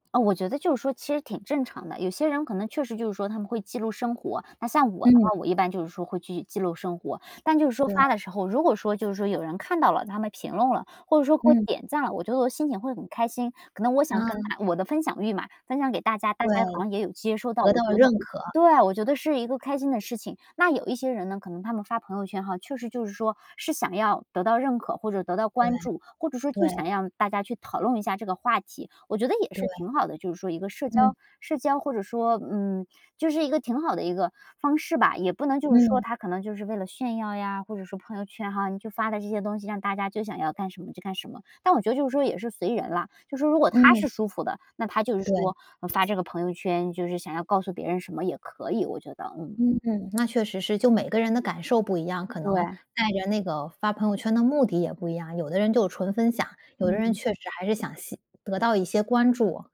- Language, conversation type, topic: Chinese, podcast, 社交媒体会让你更孤单，还是让你与他人更亲近？
- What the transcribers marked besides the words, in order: other background noise; tapping